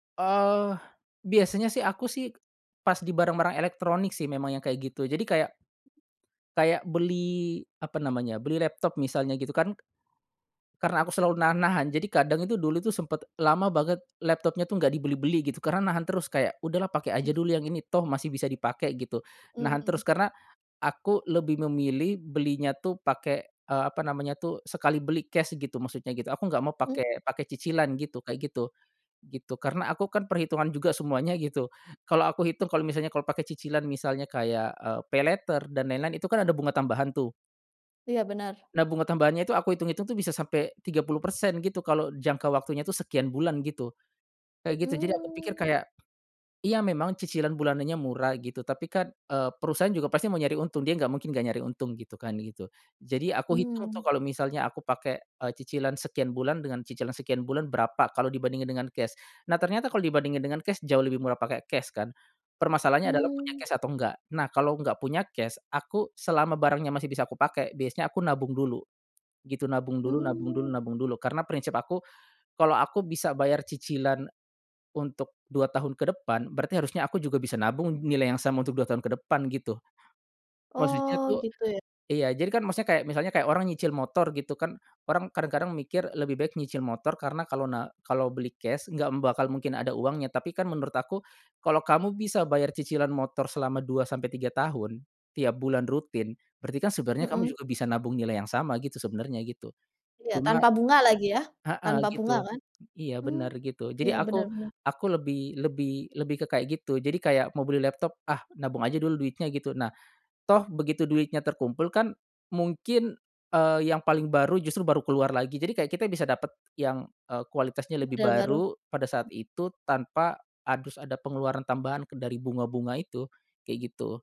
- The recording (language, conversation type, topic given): Indonesian, podcast, Bagaimana kamu menyeimbangkan uang dan kebahagiaan?
- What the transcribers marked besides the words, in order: tapping; other background noise; in English: "paylater"; "harus" said as "adus"